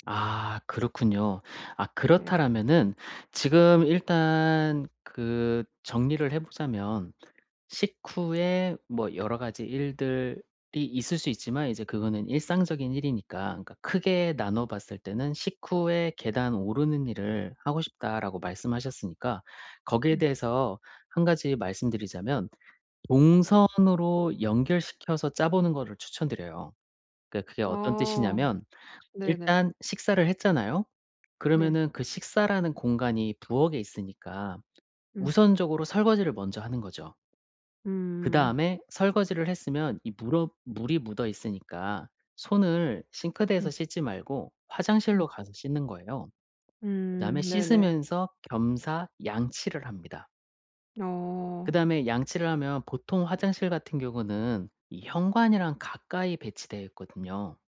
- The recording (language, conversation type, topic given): Korean, advice, 지속 가능한 자기관리 습관을 만들고 동기를 꾸준히 유지하려면 어떻게 해야 하나요?
- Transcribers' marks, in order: other background noise; tapping